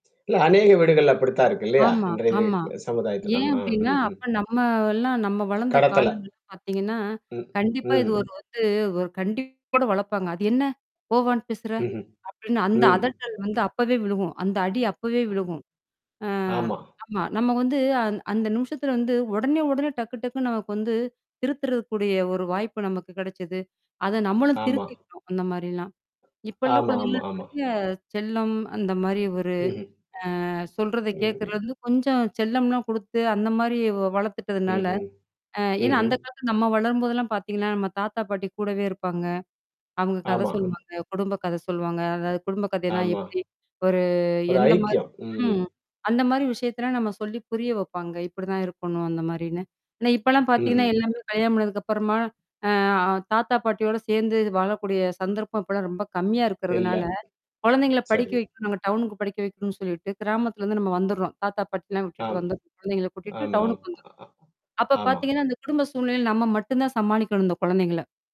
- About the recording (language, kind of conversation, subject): Tamil, podcast, குடும்ப மரபை அடுத்த தலைமுறைக்கு நீங்கள் எப்படி கொண்டு செல்லப் போகிறீர்கள்?
- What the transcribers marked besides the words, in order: other background noise; static; distorted speech; tapping; other noise; drawn out: "ஒரு"